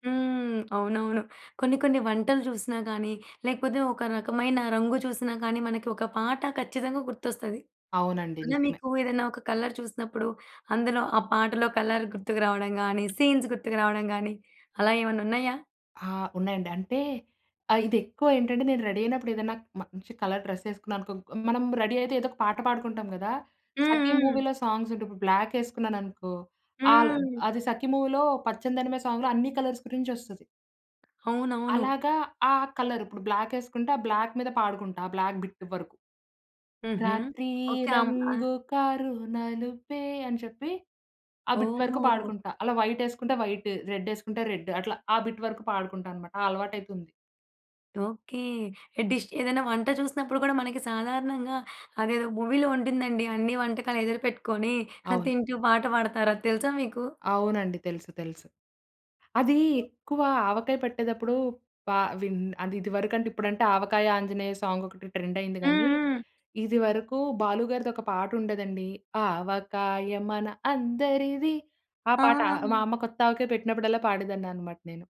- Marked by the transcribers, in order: in English: "కలర్"; in English: "కలర్"; in English: "రెడీ"; in English: "కలర్ డ్రెస్"; in English: "రెడీ"; in English: "మూవీ‌లో సాంగ్స్"; in English: "బ్లాక్"; in English: "మూవీలో"; in English: "సాంగ్‌లో"; in English: "కలర్స్"; tapping; in English: "కలర్"; in English: "బ్లాక్"; in English: "బ్లాక్"; in English: "బ్లాక్ బిట్"; singing: "రాత్రి రంగు కారు నలుపే"; in English: "బిట్"; in English: "బిట్"; in English: "డిష్"; in English: "మూవీ‌లో"; chuckle; other background noise; in English: "ట్రెండ్"; singing: "ఆవకాయ మన అందరిది"
- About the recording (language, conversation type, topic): Telugu, podcast, కొత్త పాటలను సాధారణంగా మీరు ఎక్కడ నుంచి కనుగొంటారు?